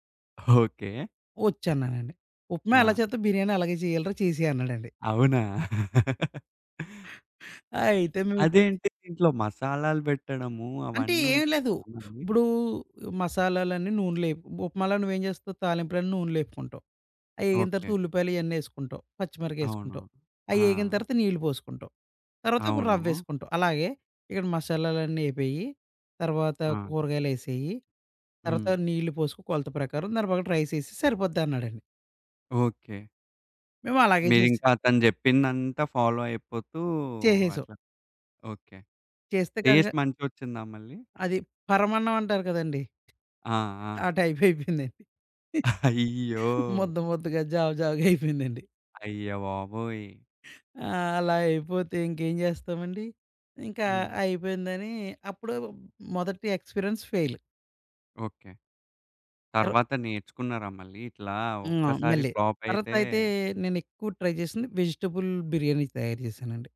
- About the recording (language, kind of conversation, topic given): Telugu, podcast, సాధారణ పదార్థాలతో ఇంట్లోనే రెస్టారెంట్‌లాంటి రుచి ఎలా తీసుకురాగలరు?
- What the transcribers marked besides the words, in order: laughing while speaking: "అవునా?"; other background noise; in English: "రైస్"; in English: "ఫాలో"; in English: "టేస్ట్"; laughing while speaking: "ఆ టైప్ అయిపోయిందండి. ముద్ద ముద్దగా జావ జావగా అయిపోయిందండి"; in English: "టైప్"; laughing while speaking: "అయ్యో!"; in English: "ఎక్స్‌పీరియన్స్ ఫెయిల్"; in English: "ఫ్లాప్"; in English: "ట్రై"; in English: "వెజిటబుల్"